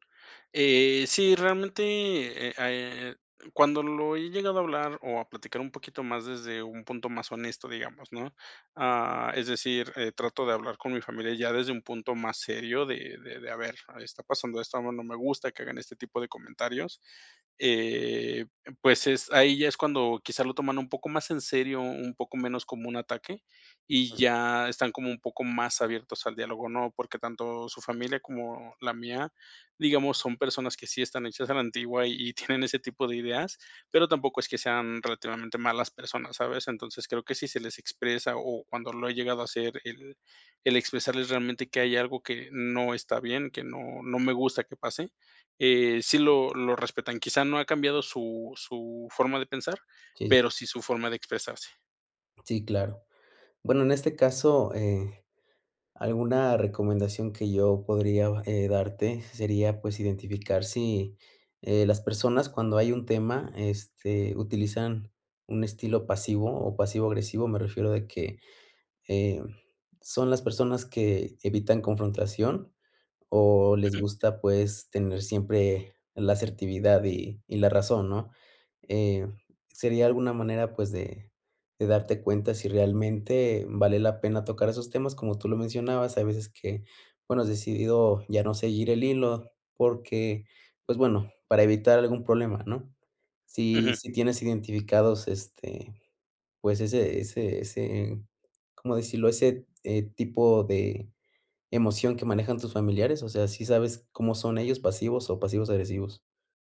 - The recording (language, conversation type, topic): Spanish, advice, ¿Cuándo ocultas tus opiniones para evitar conflictos con tu familia o con tus amigos?
- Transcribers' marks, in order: laughing while speaking: "tienen"; tapping